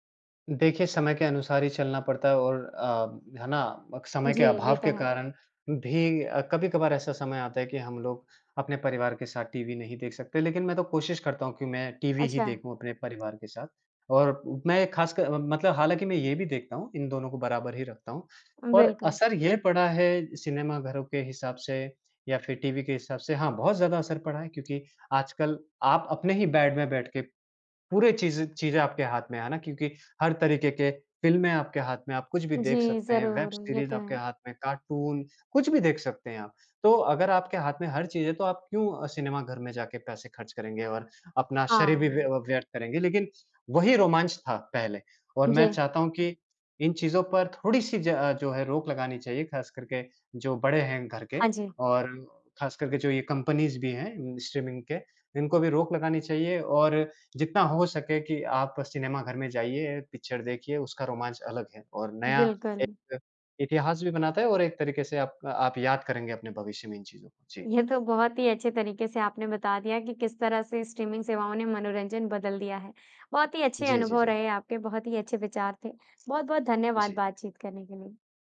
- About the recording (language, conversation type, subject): Hindi, podcast, स्ट्रीमिंग सेवाओं ने मनोरंजन को किस तरह बदला है, इस बारे में आपकी क्या राय है?
- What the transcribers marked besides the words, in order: in English: "बेड"; in English: "कार्टून"; in English: "कंपनीज़"; in English: "स्ट्रीमिंग"; in English: "पिक्चर"